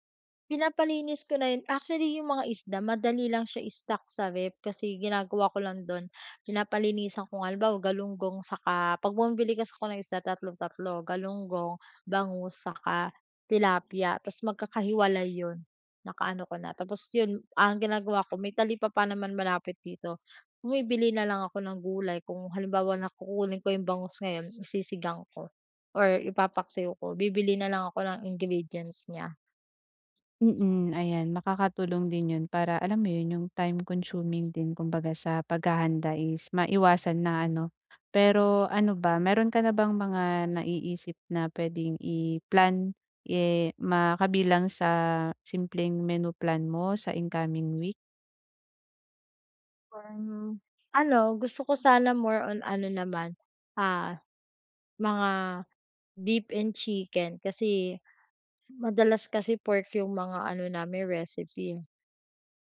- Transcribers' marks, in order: other background noise; bird
- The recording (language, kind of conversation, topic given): Filipino, advice, Paano ako makakaplano ng masustansiya at abot-kayang pagkain araw-araw?